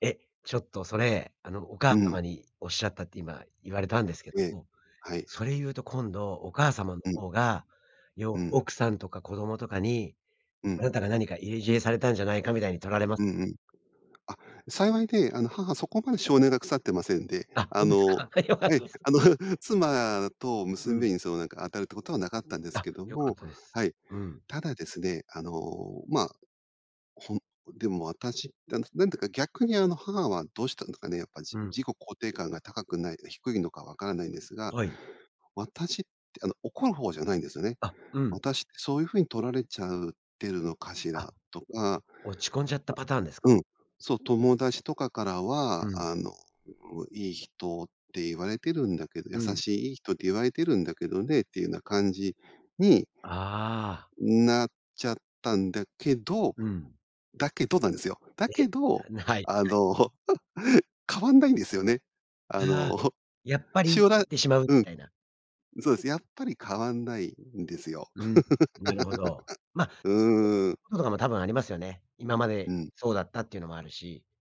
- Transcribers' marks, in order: laughing while speaking: "はい、よかったです"; laughing while speaking: "あの"; laughing while speaking: "あの"; chuckle; laugh
- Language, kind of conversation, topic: Japanese, podcast, 親との価値観の違いを、どのように乗り越えましたか？